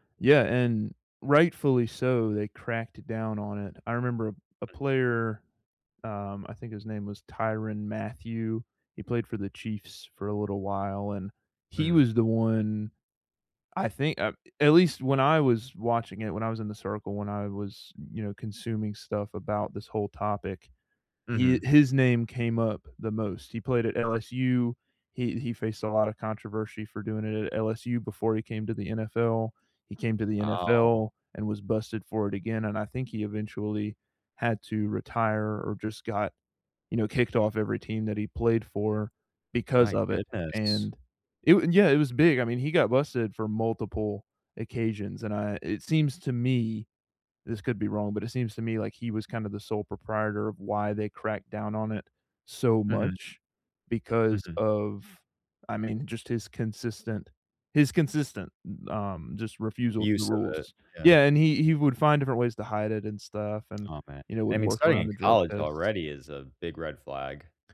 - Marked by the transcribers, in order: other background noise
- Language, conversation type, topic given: English, unstructured, Should I be concerned about performance-enhancing drugs in sports?